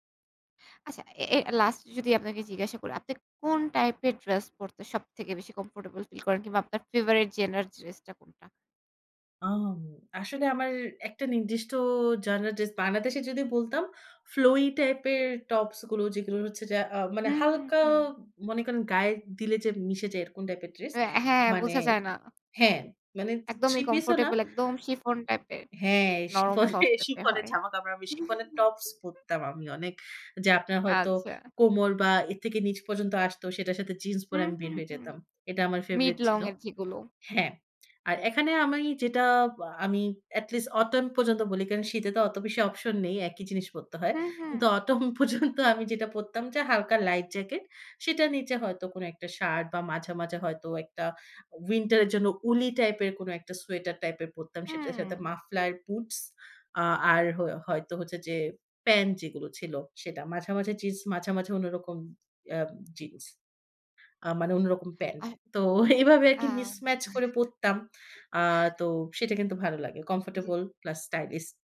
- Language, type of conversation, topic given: Bengali, podcast, আপনি যে পোশাক পরলে সবচেয়ে আত্মবিশ্বাসী বোধ করেন, সেটার অনুপ্রেরণা আপনি কার কাছ থেকে পেয়েছেন?
- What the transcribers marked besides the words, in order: tapping; in English: "favorite genre"; in English: "flowy type"; other background noise; laughing while speaking: "হ্যাঁ, শিফনের, শিফনের জামা কাপড় আমি শিফলের টপস পড়তাম আমি অনেক"; "শিফনের" said as "শিফলের"; chuckle; in English: "mid long"; in English: "favorite"; in English: "at least autumn"; laughing while speaking: "autumn পর্যন্ত"; in English: "autumn"; "মাঝে" said as "মাঝা"; "মাঝে" said as "মাঝা"; in English: "woolly type"; chuckle; in English: "comfortable plus stylish"